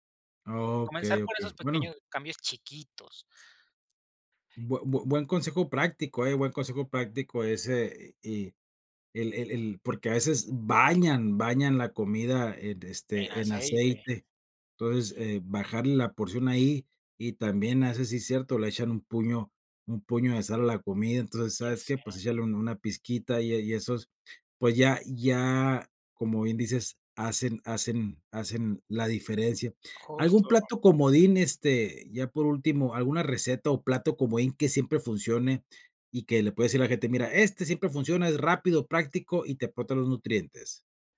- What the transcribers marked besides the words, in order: none
- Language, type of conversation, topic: Spanish, podcast, ¿Cómo organizas tus comidas para comer sano entre semana?